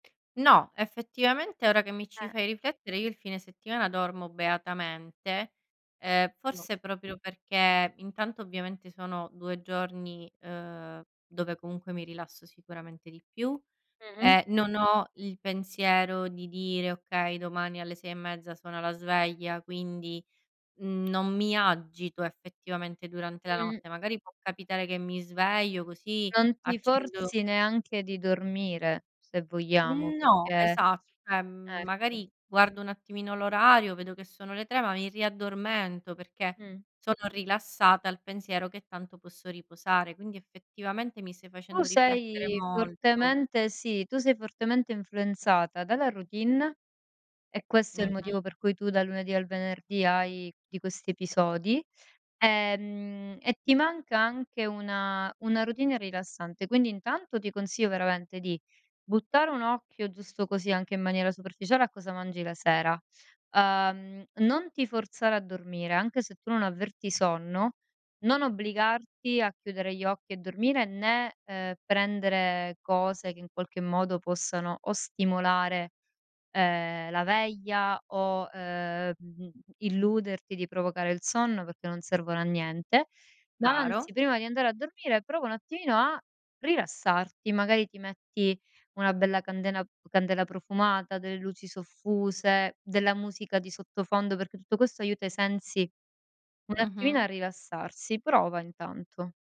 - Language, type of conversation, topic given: Italian, advice, Come posso gestire le ruminazioni notturne che mi impediscono di dormire?
- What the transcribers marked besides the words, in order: "cioè" said as "ceh"